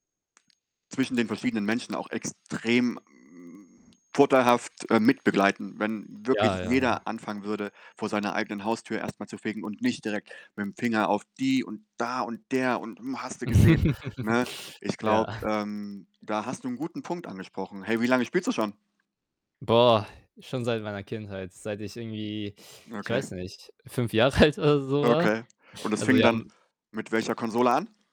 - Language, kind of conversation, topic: German, unstructured, Was hast du durch dein Hobby über dich selbst gelernt?
- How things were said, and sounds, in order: distorted speech; chuckle; tapping; laughing while speaking: "alt"